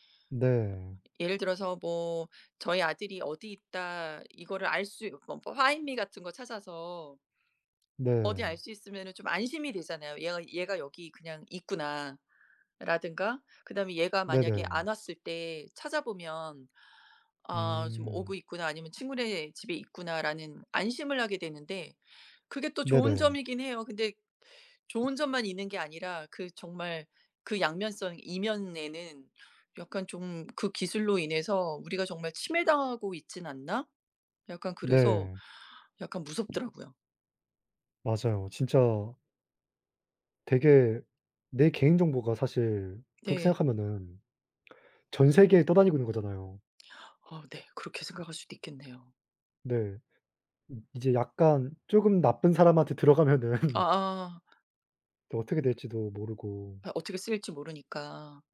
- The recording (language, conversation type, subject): Korean, unstructured, 기술 발전으로 개인정보가 위험해질까요?
- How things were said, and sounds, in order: in English: "파인미"; laughing while speaking: "들어가면은"; other background noise; tapping